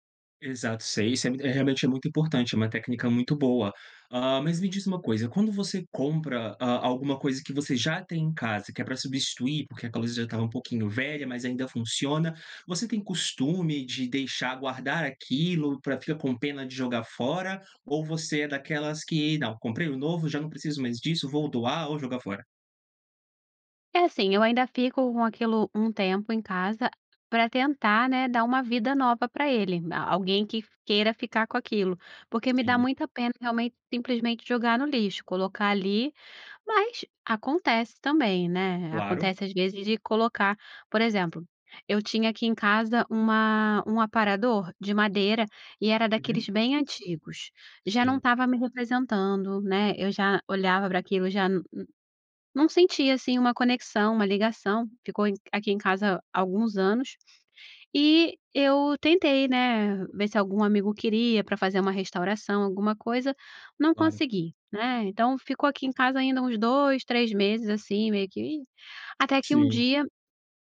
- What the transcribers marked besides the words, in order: none
- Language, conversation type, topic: Portuguese, podcast, Como você evita acumular coisas desnecessárias em casa?